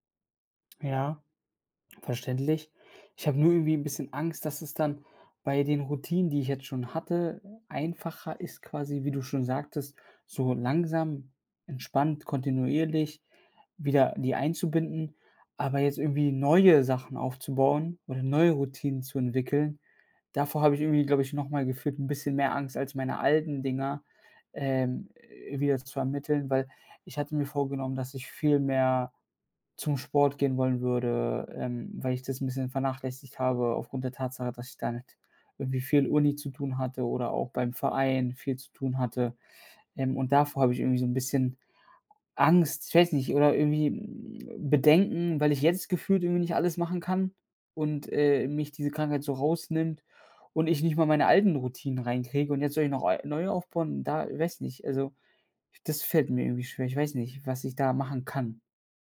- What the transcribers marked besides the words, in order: other background noise; tapping; stressed: "kann"
- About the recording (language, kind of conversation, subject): German, advice, Wie kann ich nach einer Krankheit oder Verletzung wieder eine Routine aufbauen?